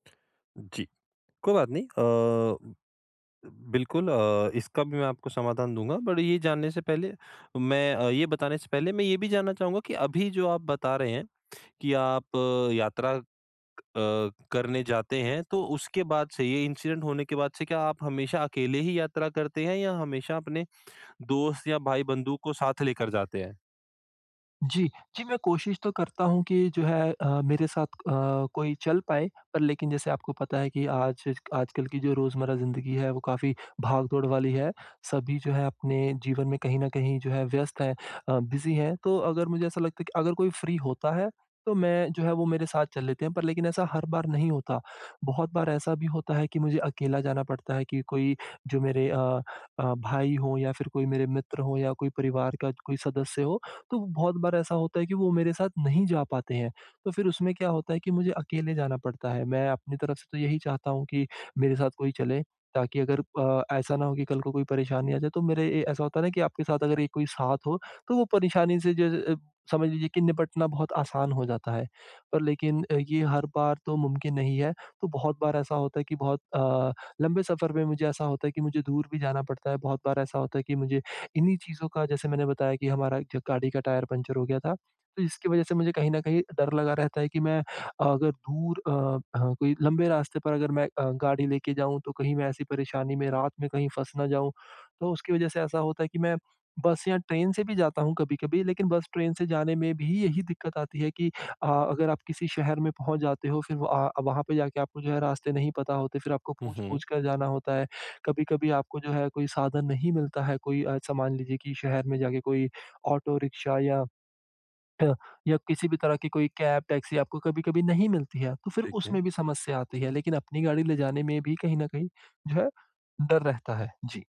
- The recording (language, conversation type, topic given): Hindi, advice, मैं यात्रा की अनिश्चितता और चिंता से कैसे निपटूँ?
- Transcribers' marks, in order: tapping; in English: "बट"; in English: "इंसिडेंट"; in English: "बिज़ी"; in English: "फ्री"